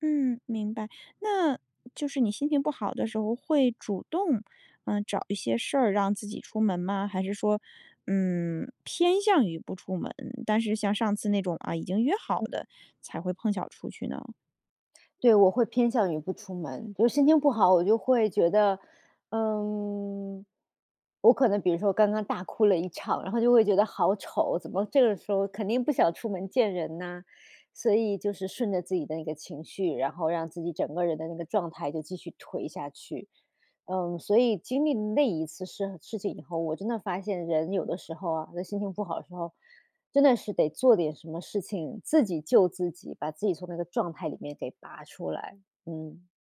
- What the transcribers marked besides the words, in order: other background noise
- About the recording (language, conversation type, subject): Chinese, podcast, 当你心情不好时会怎么穿衣服？